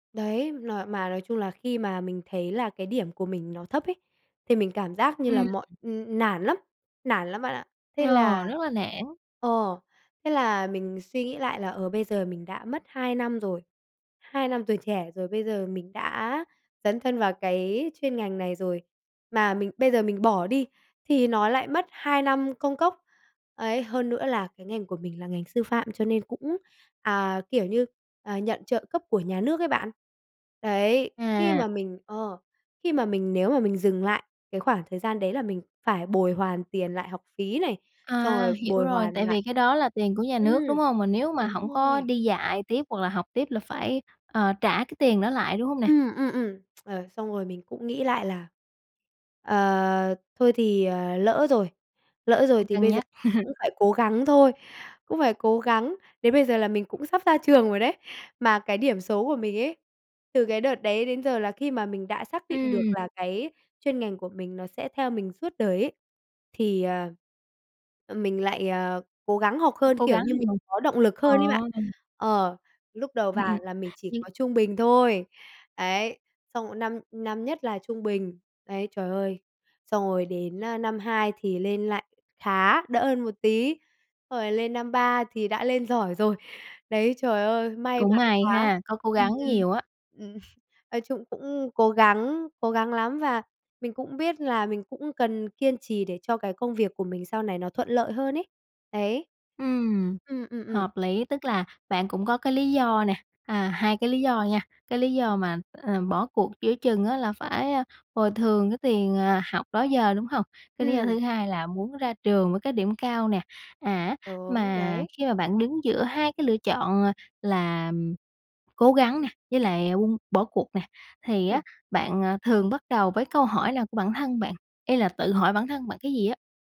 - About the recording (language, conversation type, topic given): Vietnamese, podcast, Bạn làm sao để biết khi nào nên kiên trì hay buông bỏ?
- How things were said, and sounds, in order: tapping; other background noise; tsk; laugh; laughing while speaking: "ừm"